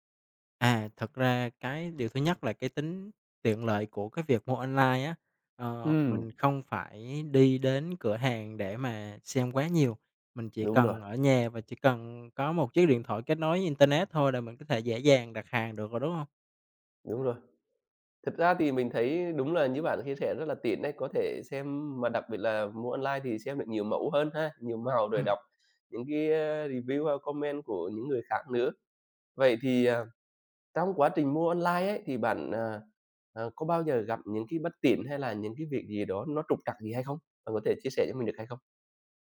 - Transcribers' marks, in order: other background noise; in English: "review"; in English: "comment"; tapping
- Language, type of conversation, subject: Vietnamese, podcast, Trải nghiệm mua sắm trực tuyến gần đây của bạn như thế nào?